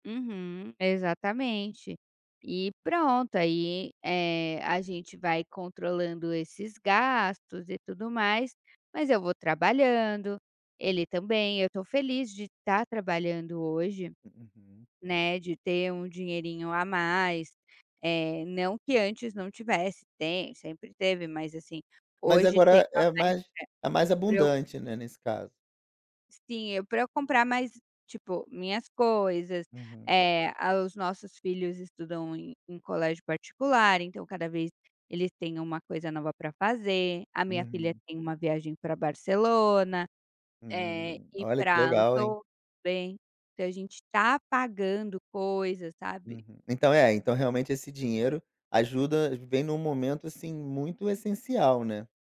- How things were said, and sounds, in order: unintelligible speech
- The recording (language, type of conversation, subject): Portuguese, advice, Como posso lidar com a ansiedade de voltar ao trabalho após um afastamento?